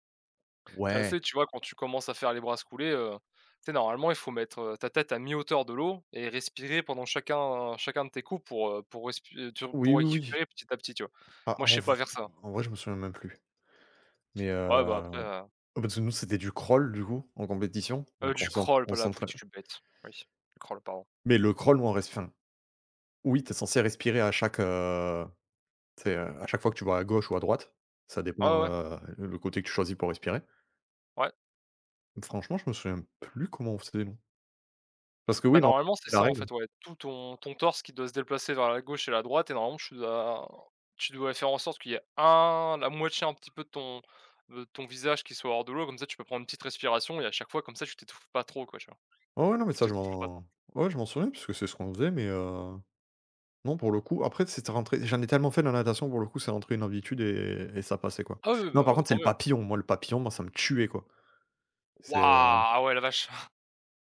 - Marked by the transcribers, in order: other background noise; tapping; unintelligible speech; stressed: "tuait"; stressed: "Waouh"; chuckle
- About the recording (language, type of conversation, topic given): French, unstructured, Comment le sport peut-il changer ta confiance en toi ?